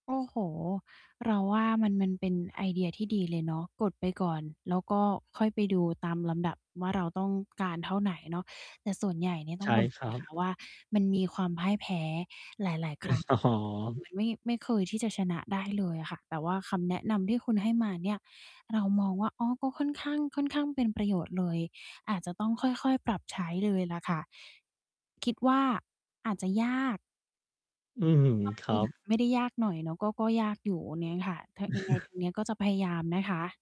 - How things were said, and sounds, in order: distorted speech; chuckle; laughing while speaking: "อ๋อ"; static; chuckle
- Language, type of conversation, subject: Thai, advice, ฉันจะหยุดใช้จ่ายแบบหุนหันพลันแล่นตอนอารมณ์ขึ้นได้อย่างไร?